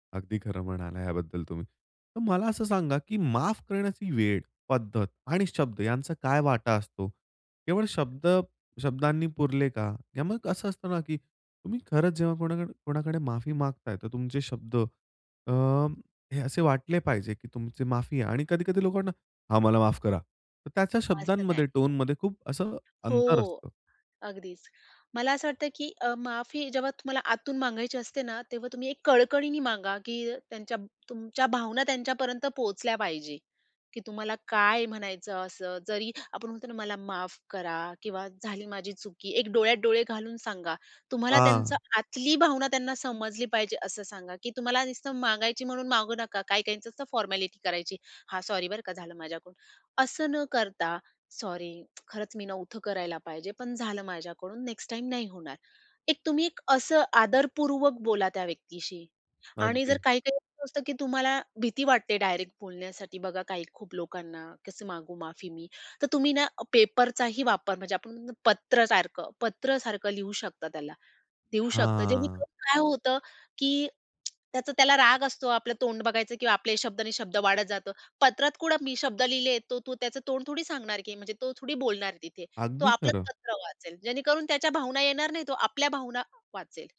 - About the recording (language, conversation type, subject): Marathi, podcast, माफीनंतरही काही गैरसमज कायम राहतात का?
- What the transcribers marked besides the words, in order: tapping; put-on voice: "हां, मला माफ करा"; other background noise; unintelligible speech; in English: "फॉर्मॅलिटी"; drawn out: "हां"